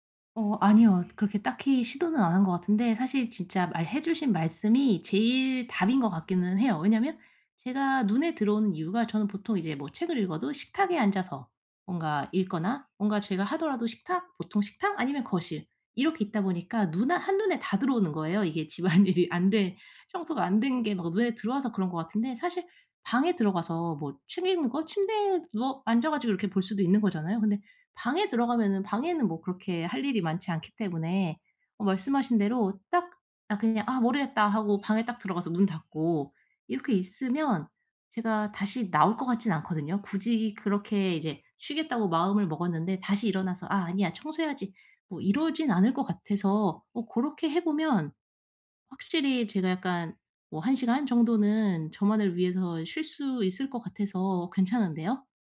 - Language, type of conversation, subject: Korean, advice, 집에서 어떻게 하면 제대로 휴식을 취할 수 있을까요?
- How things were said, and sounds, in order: other background noise; laughing while speaking: "집안일이"